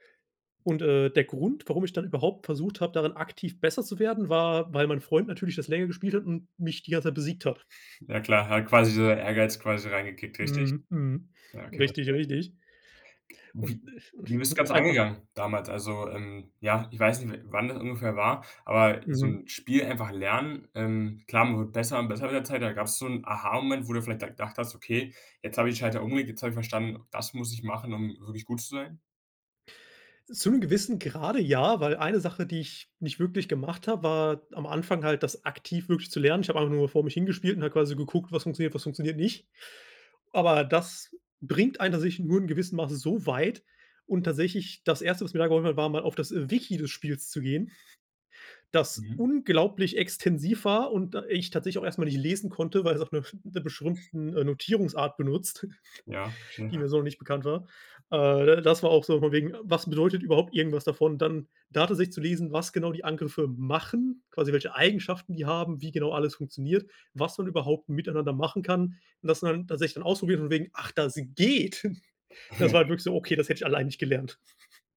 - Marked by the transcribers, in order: stressed: "Wiki"; chuckle; "bestimmten" said as "beschrimmten"; chuckle; chuckle; chuckle
- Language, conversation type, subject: German, podcast, Was hat dich zuletzt beim Lernen richtig begeistert?